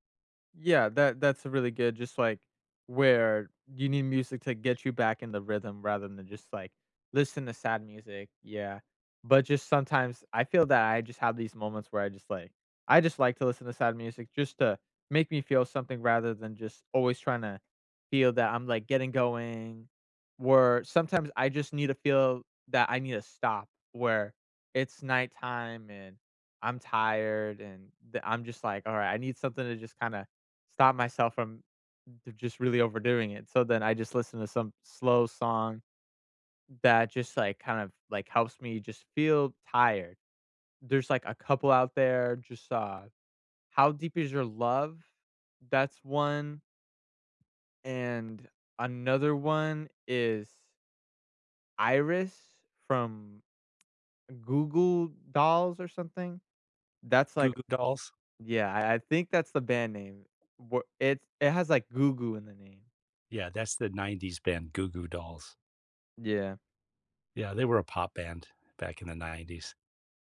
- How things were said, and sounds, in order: tapping; other background noise
- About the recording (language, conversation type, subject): English, unstructured, How do you think music affects your mood?